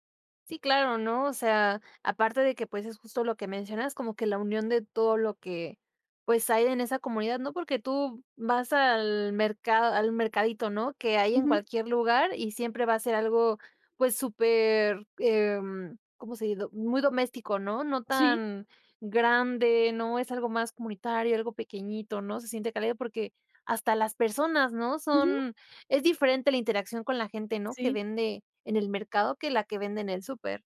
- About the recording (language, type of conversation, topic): Spanish, podcast, ¿Qué papel juegan los mercados locales en una vida simple y natural?
- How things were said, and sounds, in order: none